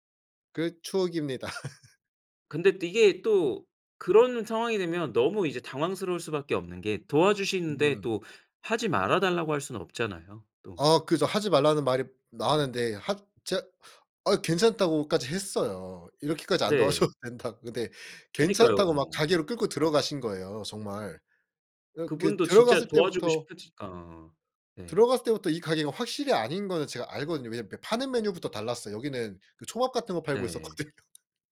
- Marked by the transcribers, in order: laugh; other background noise; laughing while speaking: "도와줘도"; laughing while speaking: "있었거든요"
- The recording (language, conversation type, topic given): Korean, podcast, 여행 중 길을 잃었을 때 어떻게 해결했나요?